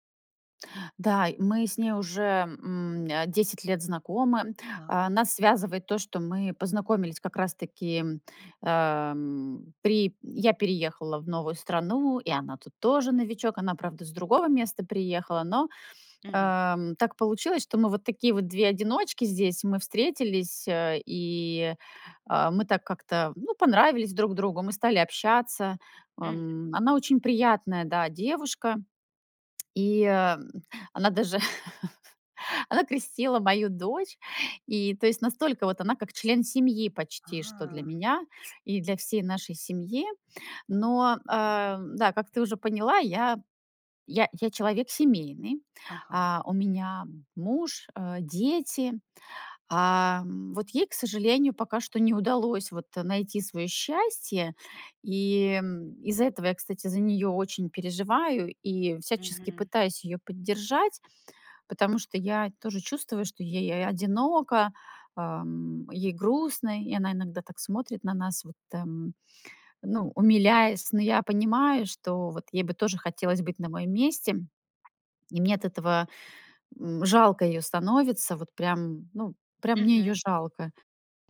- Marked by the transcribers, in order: tapping; tsk; laughing while speaking: "даже"; laugh; drawn out: "А"
- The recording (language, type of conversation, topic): Russian, advice, С какими трудностями вы сталкиваетесь при установлении личных границ в дружбе?
- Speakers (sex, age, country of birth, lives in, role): female, 40-44, Russia, Italy, advisor; female, 40-44, Russia, United States, user